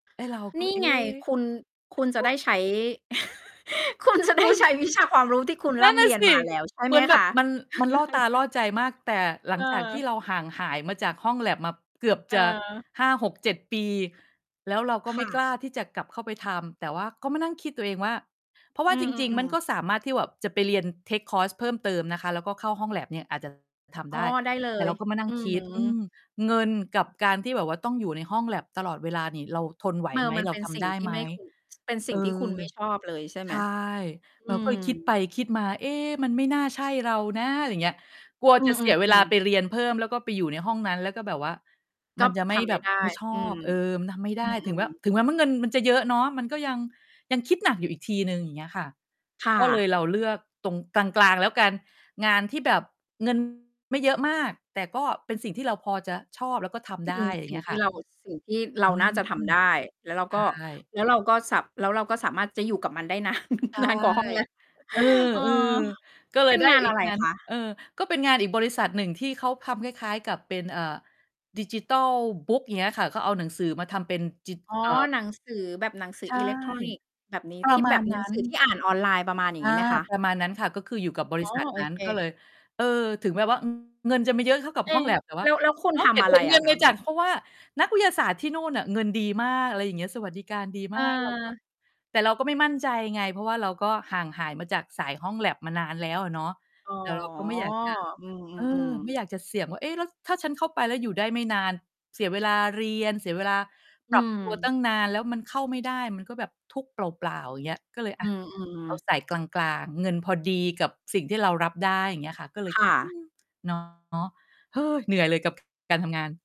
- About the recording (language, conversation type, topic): Thai, podcast, คุณจะเลือกงานที่รักหรือเลือกงานที่ได้เงินมากกว่ากัน เพราะอะไร?
- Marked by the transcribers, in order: tapping; chuckle; laugh; laughing while speaking: "คุณจะได้ใช้วิชา"; laugh; other background noise; in English: "เทกคอร์ส"; distorted speech; "เออ" said as "เมอ"; chuckle; laughing while speaking: "นาน"; static; sigh